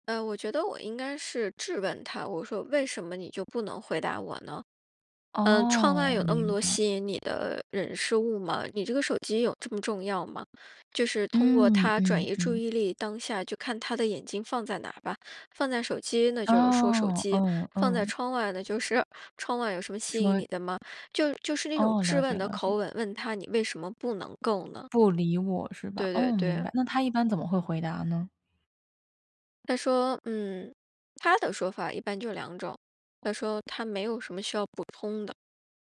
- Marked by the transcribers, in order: other background noise
- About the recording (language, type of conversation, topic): Chinese, advice, 当我向伴侣表达真实感受时被忽视，我该怎么办？